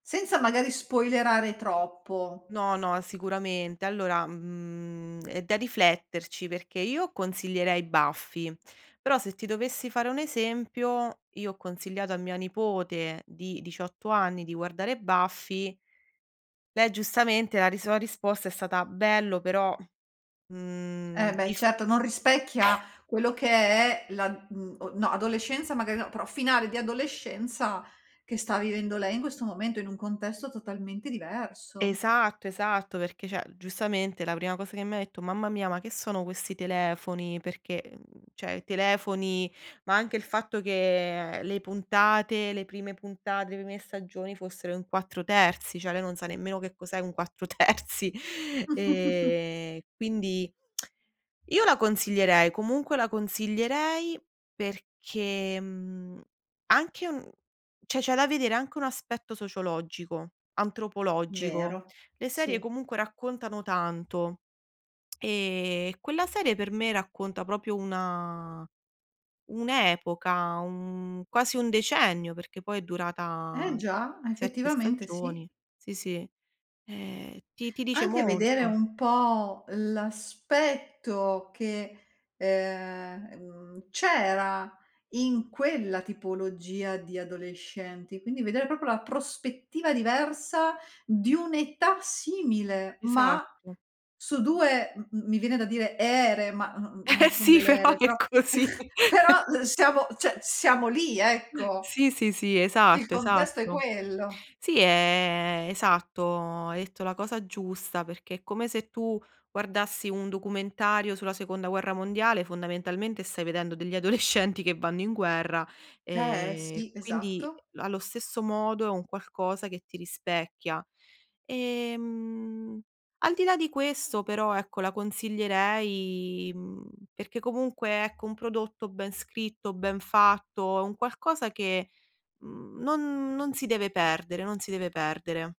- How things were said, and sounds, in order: in English: "spoilerare"; drawn out: "Mhmm"; other background noise; tapping; "cioè" said as "ceh"; drawn out: "che"; chuckle; laughing while speaking: "quattro terzi"; tongue click; drawn out: "perché"; "cioè" said as "ceh"; tongue click; drawn out: "una"; drawn out: "un"; drawn out: "ehm"; laughing while speaking: "Eh sì, però è così"; chuckle; other noise; drawn out: "è"; laughing while speaking: "adolescenti"; drawn out: "e"; drawn out: "Ehm"
- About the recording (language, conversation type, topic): Italian, podcast, Qual è la tua serie TV preferita e perché?